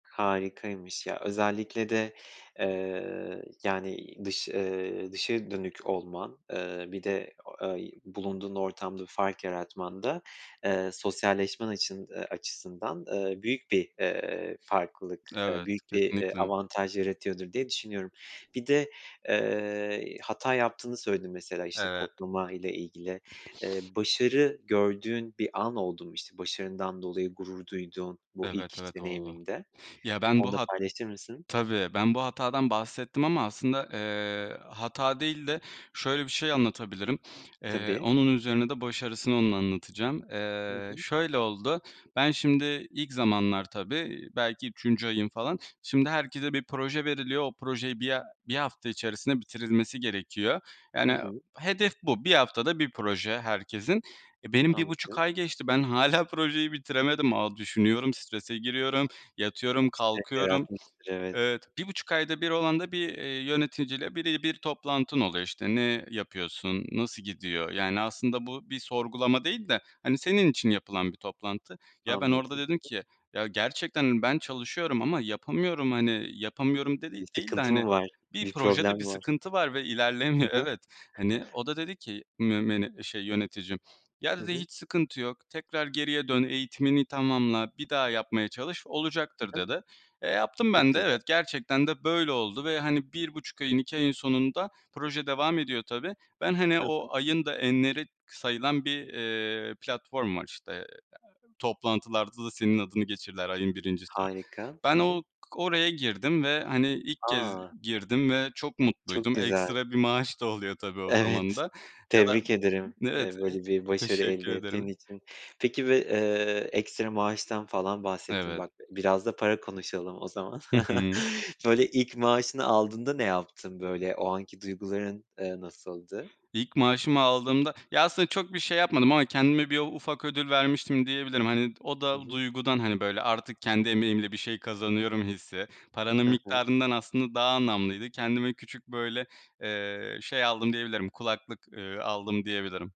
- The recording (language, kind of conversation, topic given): Turkish, podcast, İlk iş deneyimini bize anlatır mısın?
- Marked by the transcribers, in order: tapping; other background noise; sniff; laughing while speaking: "ilerlemiyor"; chuckle